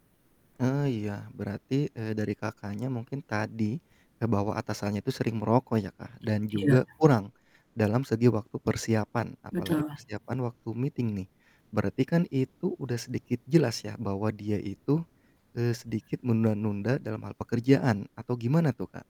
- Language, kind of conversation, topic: Indonesian, podcast, Bagaimana kamu memisahkan waktu kerja dan waktu santai di rumah?
- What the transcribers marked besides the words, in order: static; other background noise; in English: "meeting"